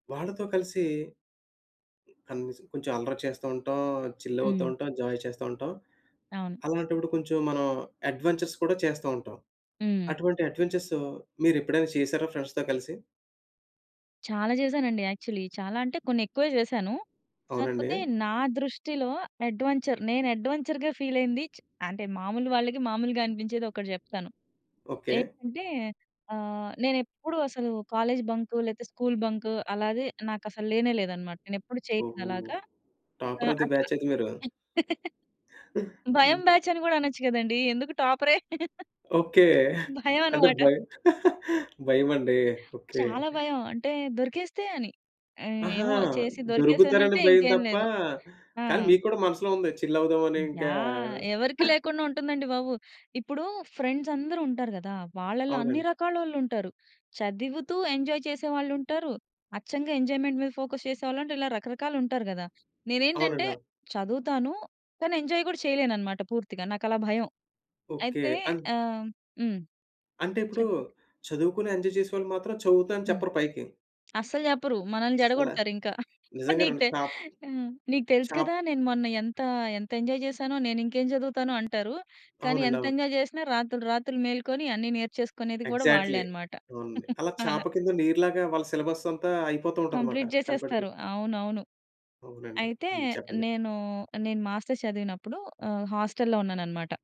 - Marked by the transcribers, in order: other background noise; in English: "చిల్"; in English: "జాయ్"; in English: "అడ్వెంచర్స్"; in English: "అడ్వెంచర్స్"; in English: "ఫ్రెండ్స్‌తో"; in English: "యాక్చువలీ"; in English: "అడ్వెంచర్"; in English: "అడ్వెంచర్‌గా ఫీల్"; in English: "టాపర్ ఆఫ్ ది బ్యాచ్"; giggle; in English: "బ్యాచ్"; chuckle; chuckle; laughing while speaking: "భయం అన్నమాట"; giggle; in English: "చిల్"; chuckle; in English: "ఫ్రెండ్స్"; in English: "ఎంజాయ్"; in English: "ఎంజాయ్‌మెంట్"; in English: "ఫోకస్"; in English: "ఎంజాయ్"; in English: "ఎంజాయ్"; chuckle; in English: "ఎంజాయ్"; in English: "ఎంజాయ్"; in English: "ఎగ్జాక్ట్‌లి"; chuckle; in English: "సిలబస్"; in English: "కంప్లీట్"; in English: "మాస్టర్స్"
- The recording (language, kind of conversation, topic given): Telugu, podcast, స్నేహితులతో కలిసి చేసిన సాహసం మీకు ఎలా అనిపించింది?